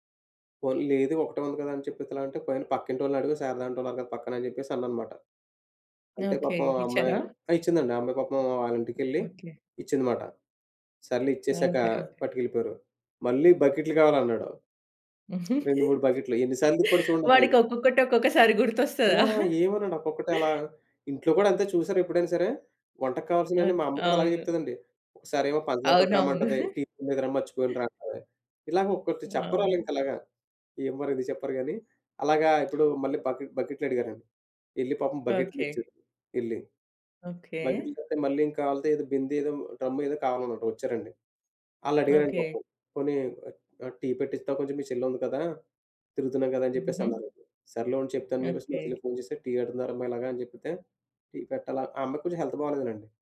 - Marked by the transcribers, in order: laughing while speaking: "వాడికి ఒక్కొక్కటి ఒక్కొక్కసారి గుర్తొస్తదా!"; chuckle; tapping; in English: "హెల్త్"
- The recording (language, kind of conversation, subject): Telugu, podcast, మీరు ఏ సందర్భంలో సహాయం కోరాల్సి వచ్చిందో వివరించగలరా?